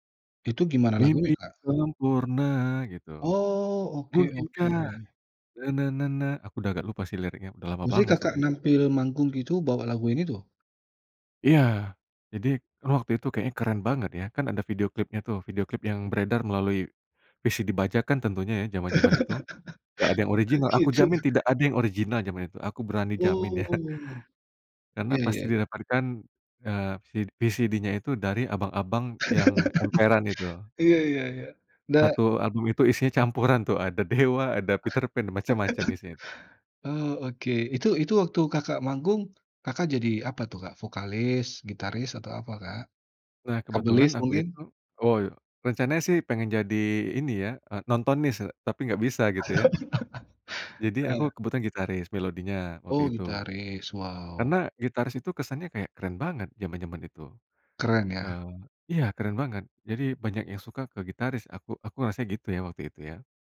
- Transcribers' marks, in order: singing: "Mimpi yang sempurna"; singing: "Mungkinkah, na-na-na-na"; in English: "VCD"; laugh; chuckle; in English: "VCD-nya"; laugh; other background noise; laughing while speaking: "campuran"; laughing while speaking: "Dewa"; chuckle; laugh
- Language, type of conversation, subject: Indonesian, podcast, Siapa musisi lokal favoritmu?